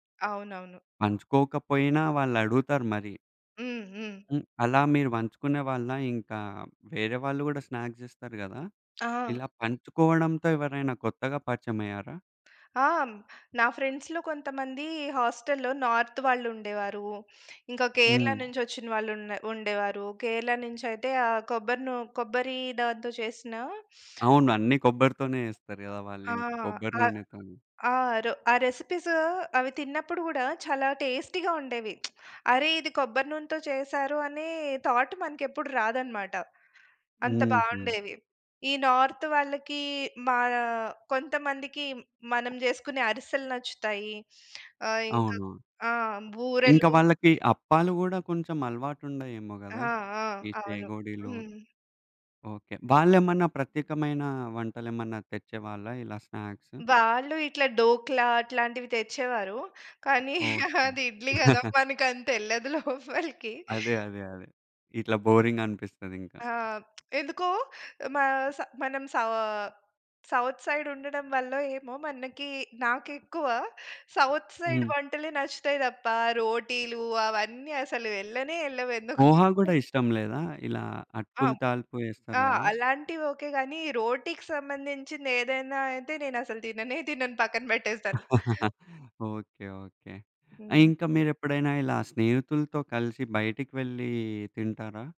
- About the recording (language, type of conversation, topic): Telugu, podcast, వంటకాన్ని పంచుకోవడం మీ సామాజిక సంబంధాలను ఎలా బలోపేతం చేస్తుంది?
- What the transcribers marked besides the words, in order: in English: "స్నాక్స్"; tapping; in English: "ఫ్రెండ్స్‌లో"; in English: "హాస్టల్‌లో నార్త్"; sniff; in English: "టేస్టీ‌గా"; lip smack; in English: "థాట్"; in English: "నార్త్"; in Gujarati: "డోక్లా"; laughing while speaking: "కానీ అది ఇడ్లీ కదా! మనకు అంత ఎల్లదు లోపలికి"; giggle; other noise; lip smack; in English: "సౌత్ సైడ్"; in English: "సౌత్ సైడ్"; in English: "పోహా"; laughing while speaking: "అసలు తిననే తినను పక్కన పెట్టేస్తాను"; giggle